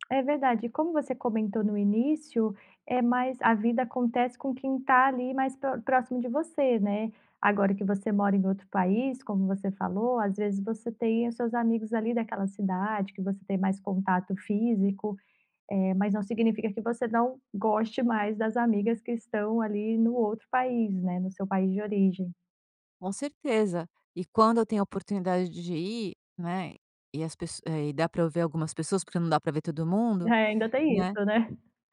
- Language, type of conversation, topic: Portuguese, podcast, Como podemos reconstruir amizades que esfriaram com o tempo?
- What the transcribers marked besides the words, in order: none